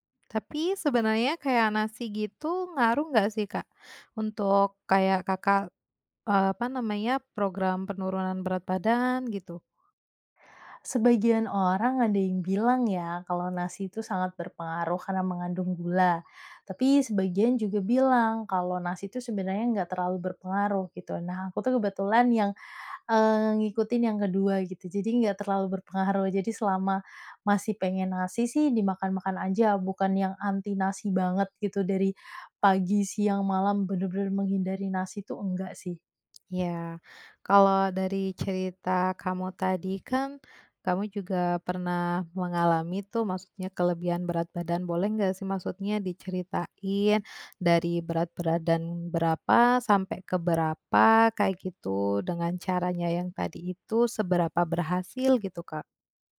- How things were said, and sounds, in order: other animal sound
- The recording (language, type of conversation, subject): Indonesian, podcast, Apa kebiasaan makan sehat yang paling mudah menurutmu?
- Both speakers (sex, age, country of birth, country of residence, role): female, 30-34, Indonesia, Indonesia, guest; female, 30-34, Indonesia, Indonesia, host